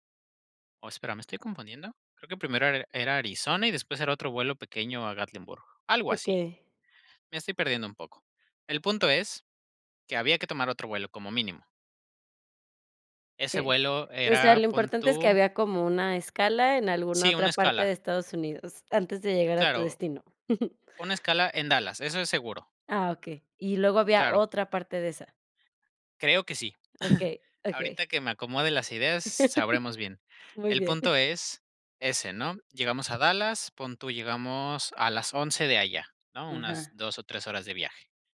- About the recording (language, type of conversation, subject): Spanish, podcast, ¿Cuál ha sido tu peor experiencia al viajar y cómo la resolviste?
- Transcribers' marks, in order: tapping; other background noise; chuckle; chuckle; laugh; chuckle